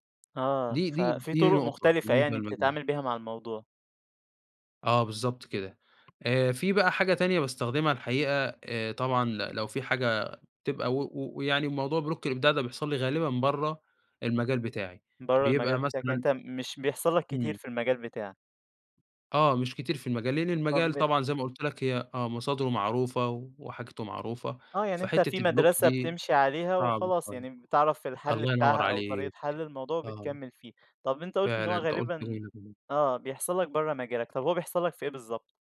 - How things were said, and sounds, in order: in English: "block"; in English: "الblock"; unintelligible speech
- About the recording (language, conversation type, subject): Arabic, podcast, إزاي بتتعامل مع انسداد الإبداع؟